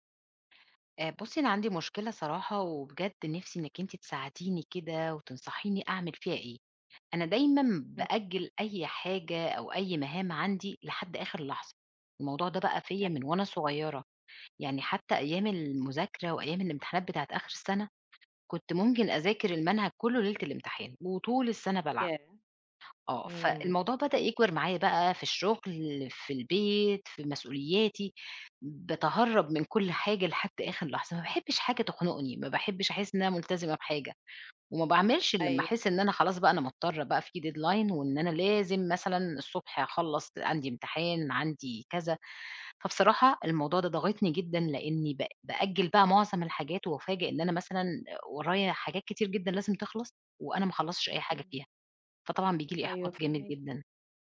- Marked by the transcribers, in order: in English: "deadline"
- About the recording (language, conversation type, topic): Arabic, advice, إزاي بتأجّل المهام المهمة لآخر لحظة بشكل متكرر؟